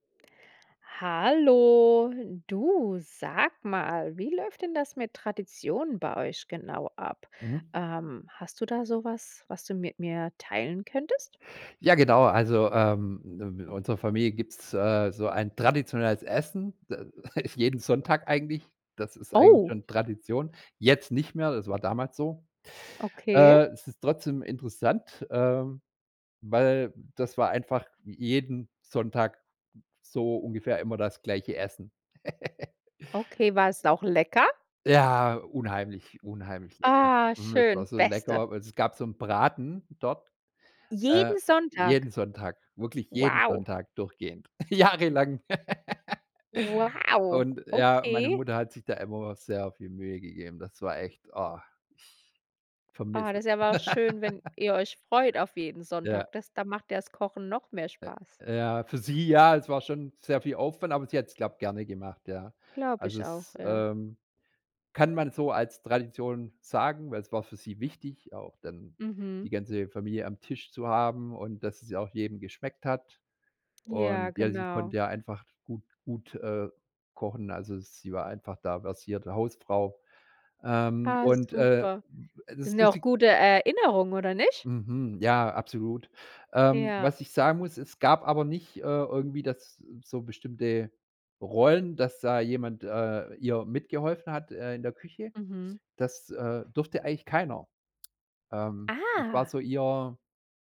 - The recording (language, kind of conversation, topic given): German, podcast, Welche Tradition gibt es in deiner Familie, und wie läuft sie genau ab?
- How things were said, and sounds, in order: drawn out: "Hallo"; laughing while speaking: "ist"; surprised: "Oh"; giggle; laughing while speaking: "jahrelang"; put-on voice: "Wow"; giggle; laugh; other background noise; surprised: "Ah"